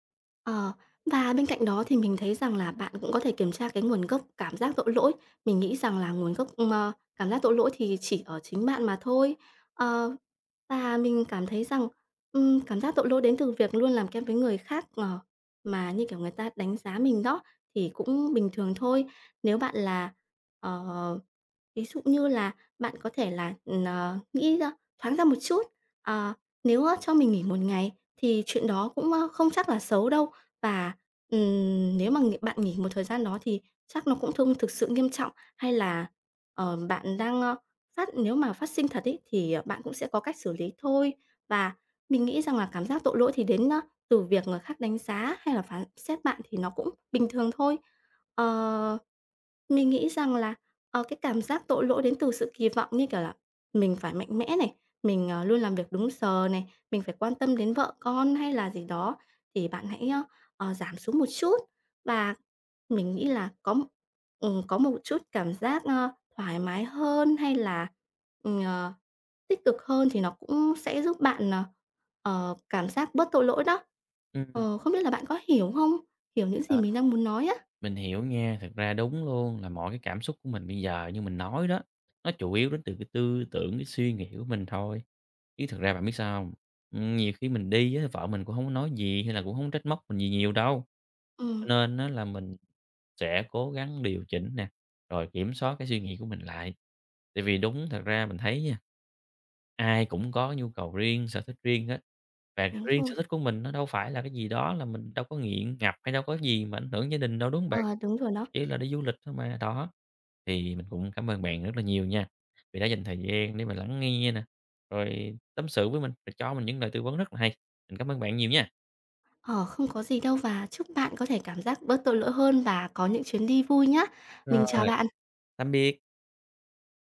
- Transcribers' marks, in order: other background noise; tapping
- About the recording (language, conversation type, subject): Vietnamese, advice, Làm sao để dành thời gian cho sở thích mà không cảm thấy có lỗi?